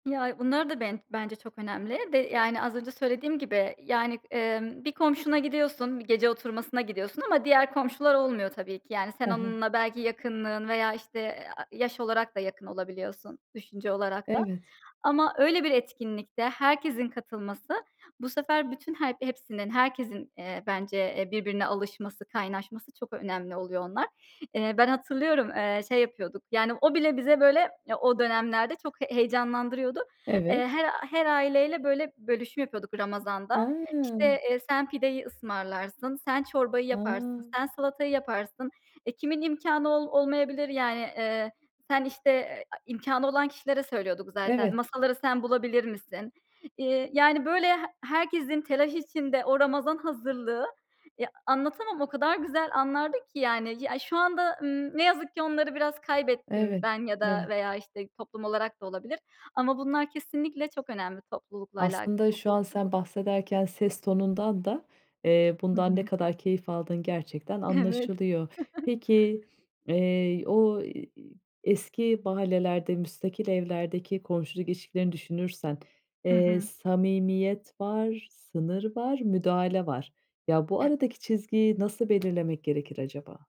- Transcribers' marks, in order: other background noise; unintelligible speech; chuckle; other noise; sniff; tapping
- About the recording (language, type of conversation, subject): Turkish, podcast, Komşuluk ilişkilerini güçlendirmek için sence neler yapılabilir?